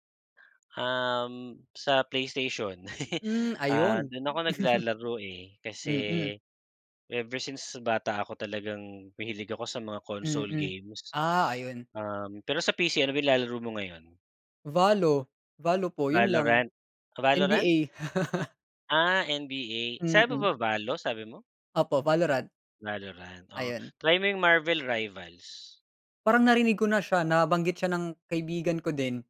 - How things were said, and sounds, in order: other background noise; chuckle; laugh; laugh
- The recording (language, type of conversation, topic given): Filipino, unstructured, Paano ginagamit ng mga kabataan ang larong bidyo bilang libangan sa kanilang oras ng pahinga?